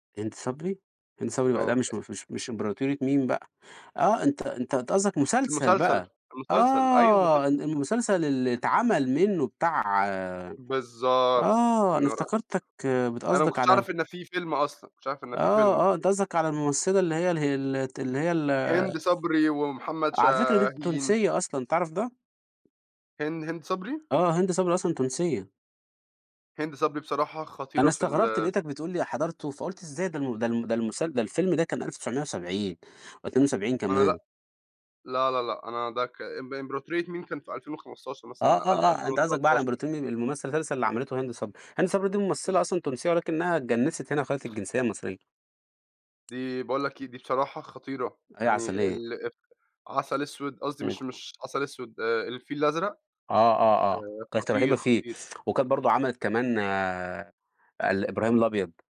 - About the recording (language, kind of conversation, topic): Arabic, unstructured, إيه نوع الفن اللي بيخليك تحس بالسعادة؟
- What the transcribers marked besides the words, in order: tapping; "إمبراطورية" said as "إمبروطنين"; sniff